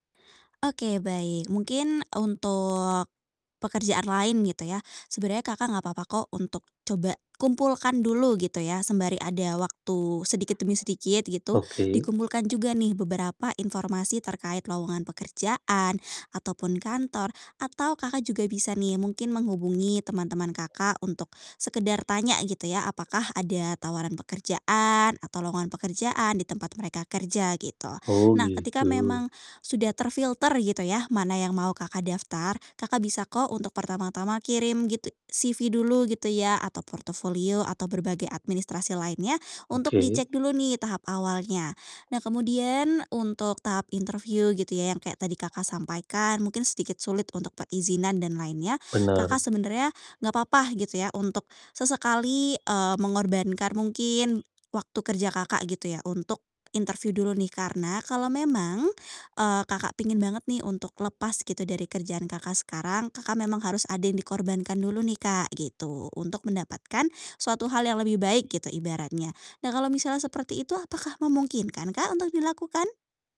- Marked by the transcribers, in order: distorted speech; other background noise; tapping; mechanical hum
- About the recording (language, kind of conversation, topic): Indonesian, advice, Bagaimana cara menyeimbangkan tugas kerja dan waktu istirahat?